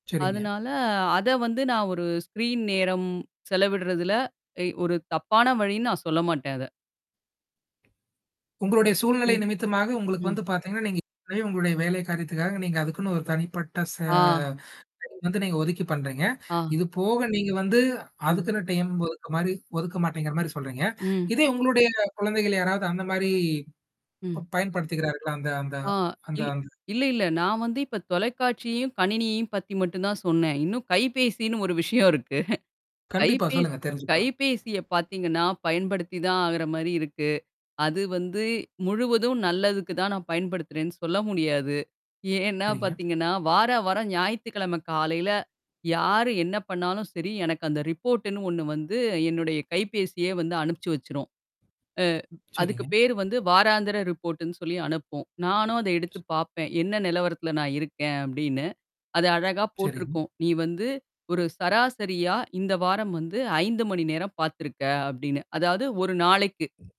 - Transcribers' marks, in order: in English: "ஸ்க்ரீன் நேரம்"; tapping; distorted speech; mechanical hum; laughing while speaking: "கைபேசின்னு ஒரு விஷயம் இருக்கு"; static; in English: "ரிப்போர்ட்டன்னு"; in English: "ரிப்போர்ட்ன்னு"; other background noise
- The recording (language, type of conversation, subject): Tamil, podcast, ஒரு நாளில் நீங்கள் சுமார் எவ்வளவு நேரம் திரையைப் பார்க்கிறீர்கள்?